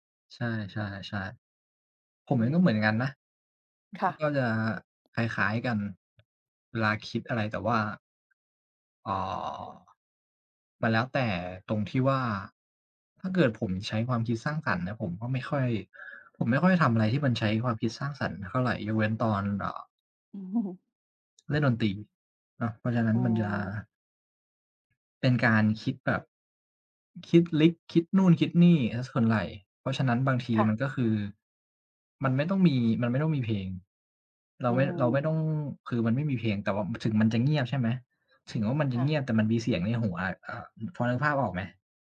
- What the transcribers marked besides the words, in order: other background noise; chuckle
- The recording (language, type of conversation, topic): Thai, unstructured, คุณชอบฟังเพลงระหว่างทำงานหรือชอบทำงานในความเงียบมากกว่ากัน และเพราะอะไร?